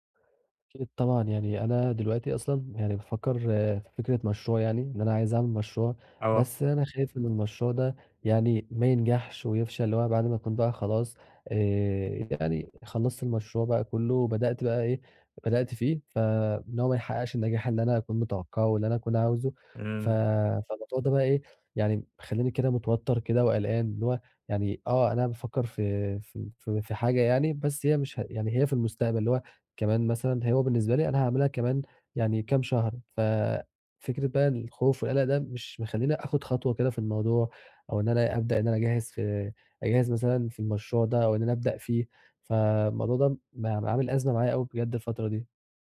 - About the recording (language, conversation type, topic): Arabic, advice, إزاي أتعامل مع القلق لما أبقى خايف من مستقبل مش واضح؟
- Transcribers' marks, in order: none